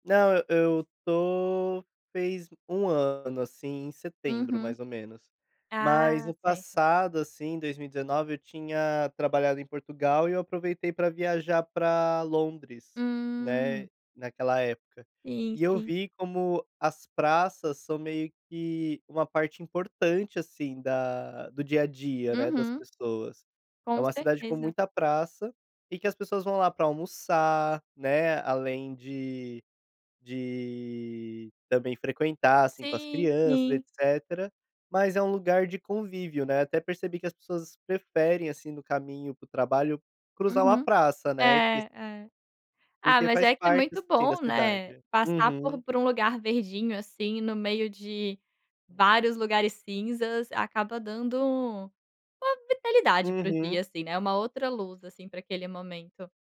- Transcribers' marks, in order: none
- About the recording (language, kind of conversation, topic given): Portuguese, podcast, Como a prática ao ar livre muda sua relação com o meio ambiente?